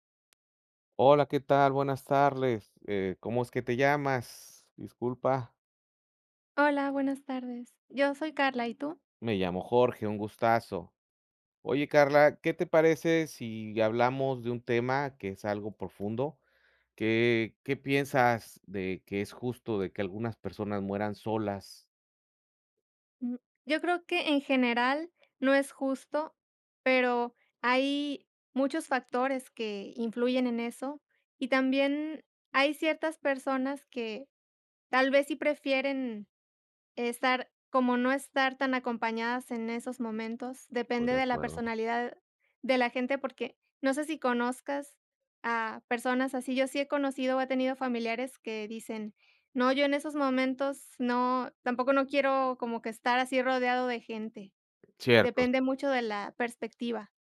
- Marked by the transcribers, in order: "tardes" said as "tarles"; other background noise
- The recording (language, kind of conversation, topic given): Spanish, unstructured, ¿Crees que es justo que algunas personas mueran solas?